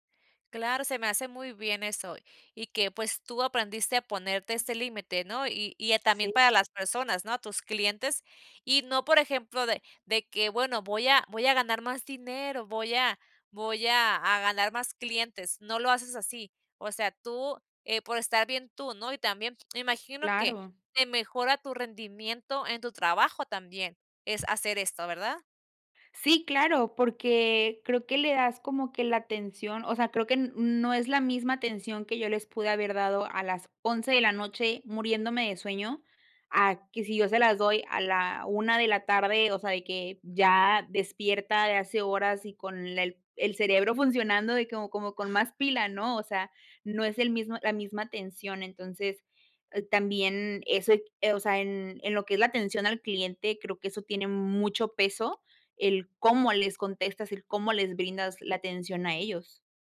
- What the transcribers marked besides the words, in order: tapping
- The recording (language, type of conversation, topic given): Spanish, podcast, ¿Cómo pones límites al trabajo fuera del horario?
- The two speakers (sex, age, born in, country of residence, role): female, 25-29, Mexico, Mexico, guest; female, 30-34, Mexico, United States, host